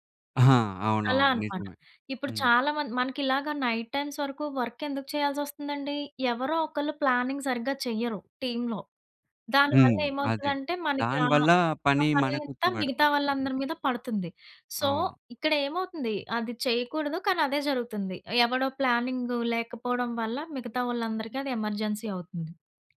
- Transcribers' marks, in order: in English: "నైట్ టైమ్స్"; in English: "వర్క్"; in English: "ప్లానింగ్"; in English: "టీములో"; unintelligible speech; in English: "సో"; in English: "ప్లానింగ్"; in English: "ఎమర్జెన్సీ"; other background noise
- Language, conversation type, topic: Telugu, podcast, ఇంటి బాధ్యతల మధ్య పని–వ్యక్తిగత జీవితం సమతుల్యతను మీరు ఎలా సాధించారు?